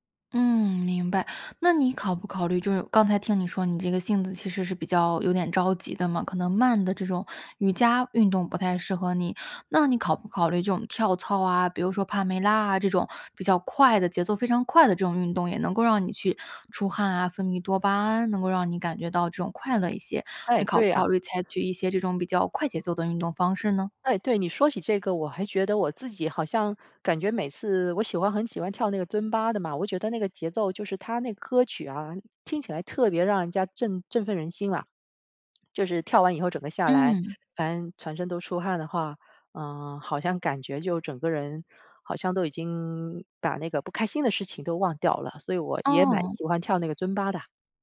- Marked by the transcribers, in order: other background noise; lip smack
- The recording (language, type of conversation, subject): Chinese, advice, 当你把身体症状放大时，为什么会产生健康焦虑？